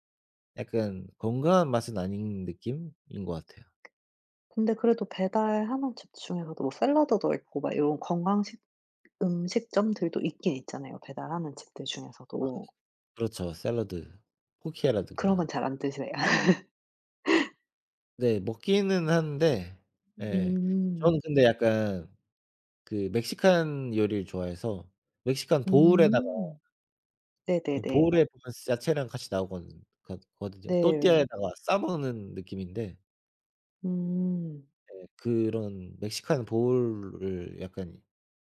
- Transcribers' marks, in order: tapping; other background noise; laugh
- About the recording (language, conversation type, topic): Korean, unstructured, 음식 배달 서비스를 너무 자주 이용하는 것은 문제가 될까요?